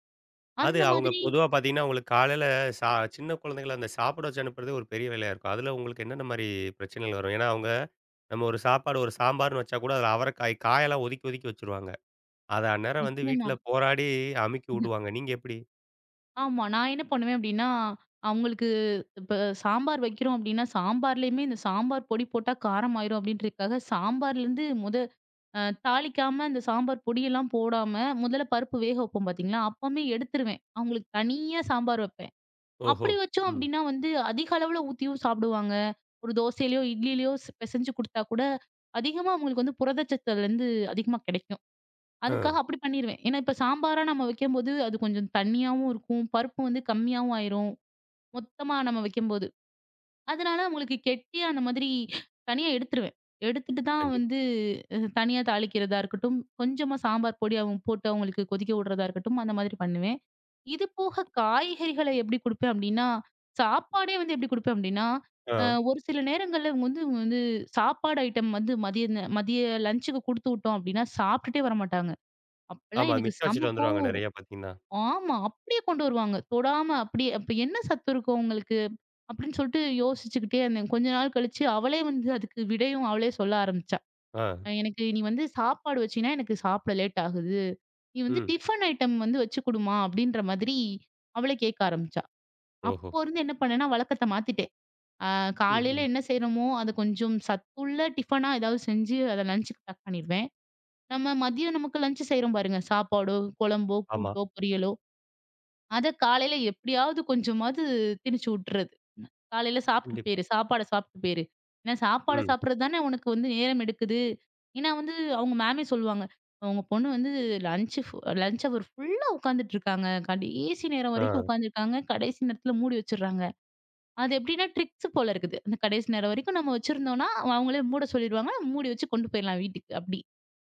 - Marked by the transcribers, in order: other noise
- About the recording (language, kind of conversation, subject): Tamil, podcast, உங்கள் வீட்டில் காலை வழக்கம் எப்படி இருக்கிறது?